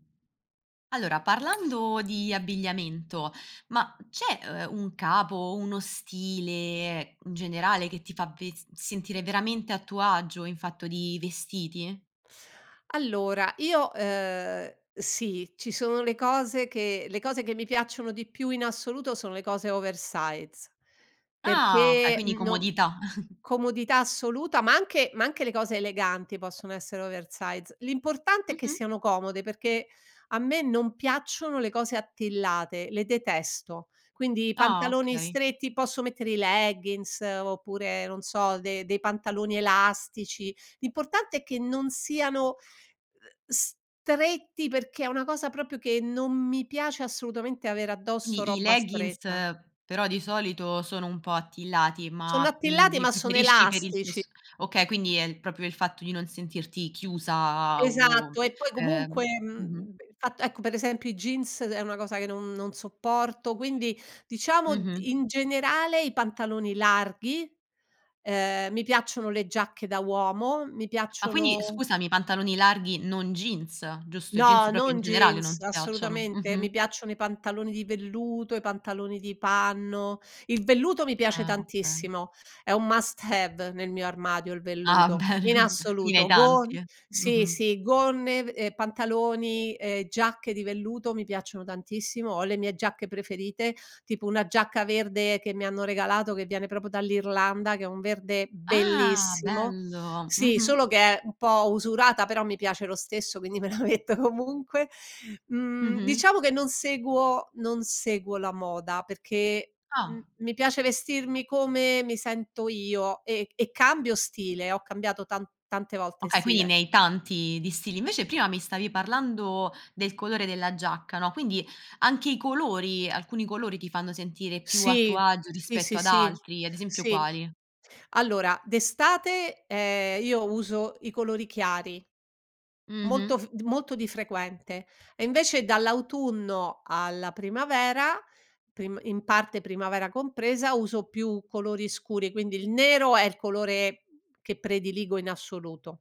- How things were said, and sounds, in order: tapping; in English: "oversize"; chuckle; in English: "oversize"; "proprio" said as "propio"; "proprio" said as "propio"; "proprio" said as "propio"; other background noise; in English: "must have"; laughing while speaking: "bene"; "proprio" said as "propio"; drawn out: "Ah"; laughing while speaking: "quindi me la metto comunque"
- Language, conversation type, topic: Italian, podcast, Che cosa ti fa sentire davvero a tuo agio quando sei vestito?